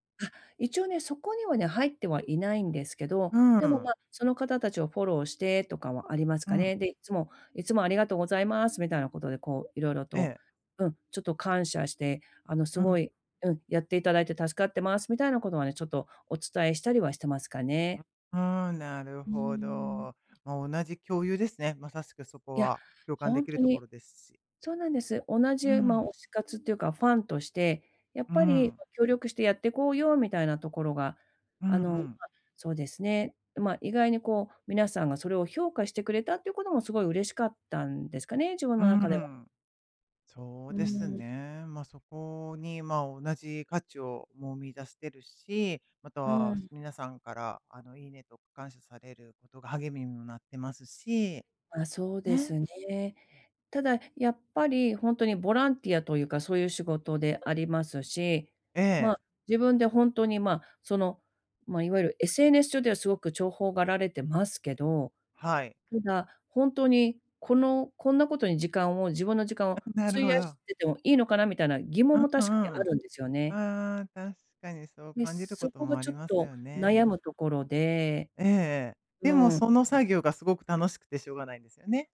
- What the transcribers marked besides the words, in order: none
- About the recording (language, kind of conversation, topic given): Japanese, advice, 仕事以外で自分の価値をどうやって見つけられますか？